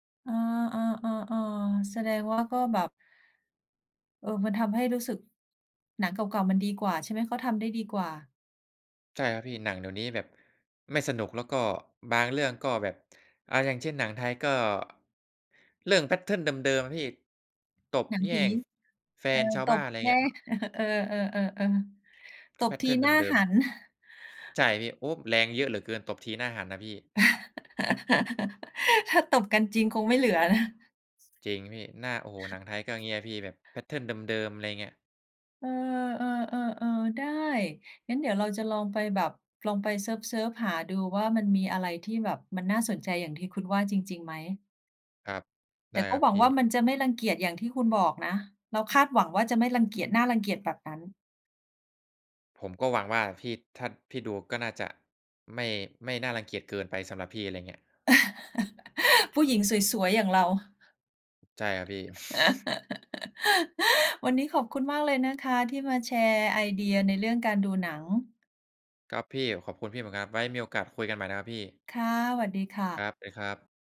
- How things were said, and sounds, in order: in English: "แพตเทิร์น"; tapping; in English: "แพตเทิร์น"; laugh; laughing while speaking: "ถ้าตบกันจริงคงไม่เหลือนะ"; other noise; in English: "แพตเทิร์น"; laugh; laugh; chuckle
- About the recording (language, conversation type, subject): Thai, unstructured, อะไรทำให้ภาพยนตร์บางเรื่องชวนให้รู้สึกน่ารังเกียจ?